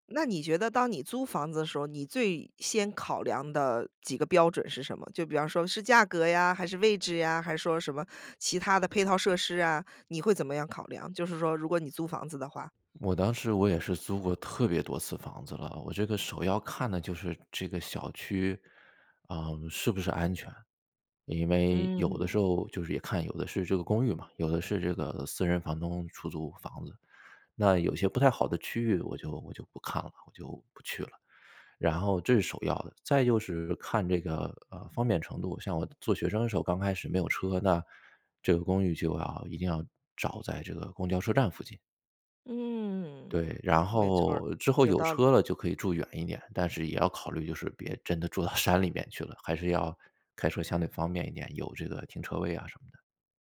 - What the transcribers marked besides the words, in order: laughing while speaking: "山里面"
- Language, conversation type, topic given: Chinese, podcast, 你会如何权衡买房还是租房？